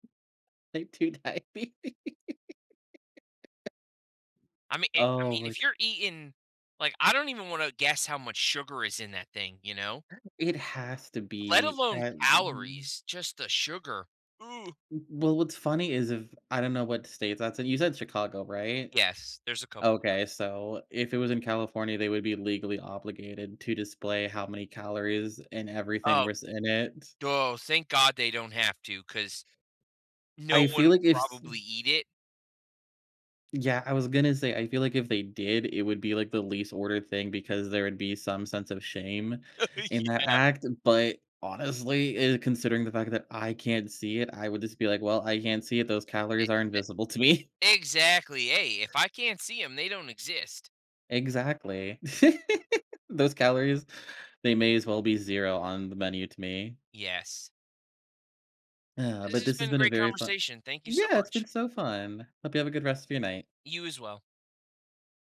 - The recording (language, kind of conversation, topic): English, unstructured, How should I split a single dessert or shared dishes with friends?
- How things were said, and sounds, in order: laughing while speaking: "Type two diabetes"; chuckle; laugh; chuckle; laughing while speaking: "Yeah"; laughing while speaking: "to me"; other background noise; laugh; tapping; sigh